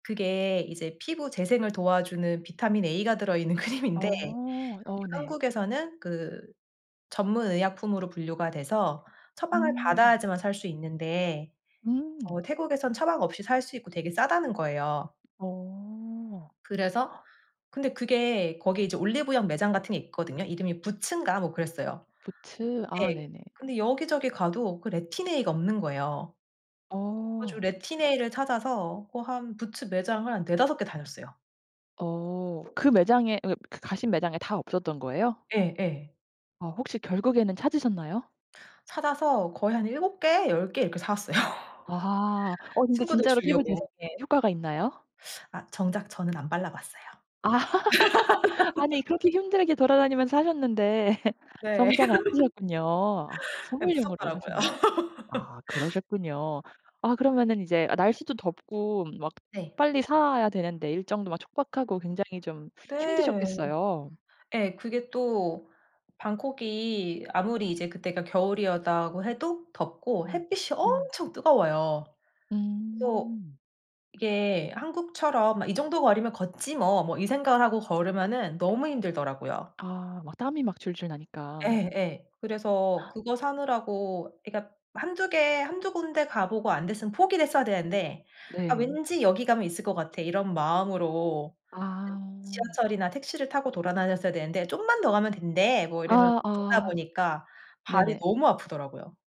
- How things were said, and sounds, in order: laughing while speaking: "크림인데"; other background noise; tapping; gasp; laugh; laugh; laugh; gasp
- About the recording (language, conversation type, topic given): Korean, podcast, 가장 기억에 남는 여행은 언제였나요?